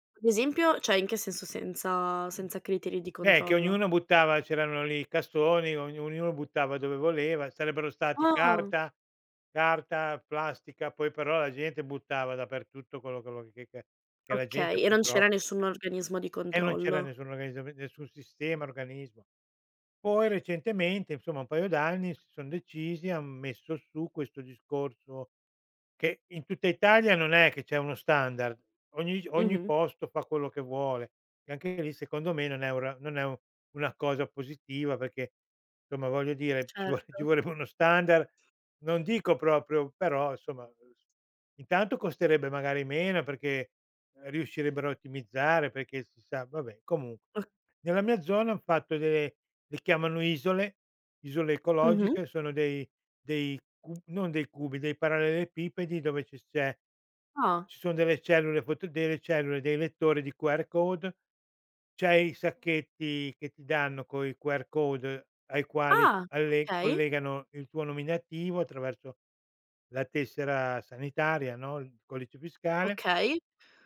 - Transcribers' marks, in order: "cioè" said as "ceh"; other noise; tapping; laughing while speaking: "ci vo ci vorrebbe"; other background noise; in English: "QR code"; in English: "QR code"
- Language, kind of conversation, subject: Italian, podcast, Che rapporto hai con la raccolta differenziata e il riciclo?